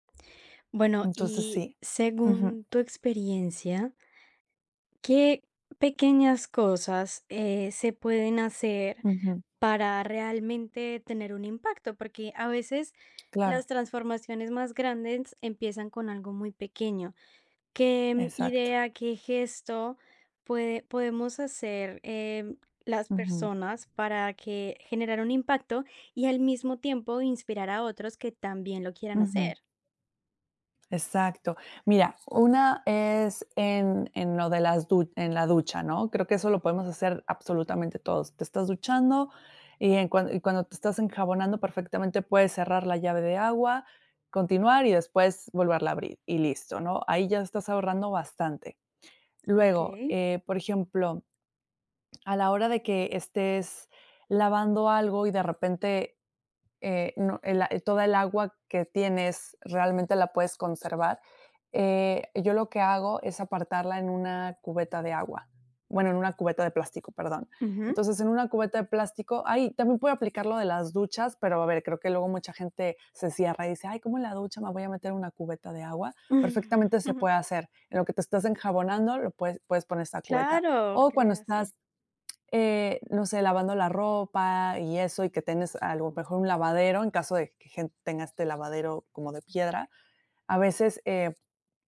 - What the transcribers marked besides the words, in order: tapping; chuckle
- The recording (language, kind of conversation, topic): Spanish, podcast, ¿Cómo motivarías a la gente a cuidar el agua?